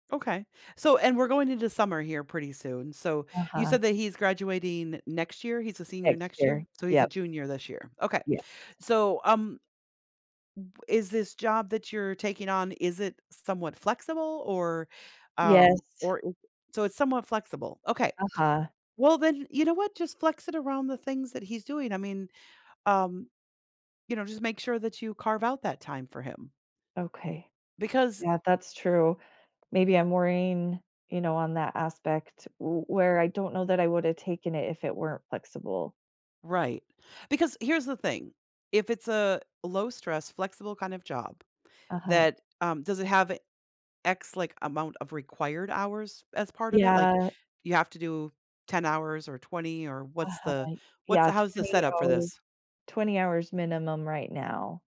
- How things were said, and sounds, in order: none
- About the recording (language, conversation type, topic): English, advice, How can I balance my work responsibilities with family time without feeling overwhelmed?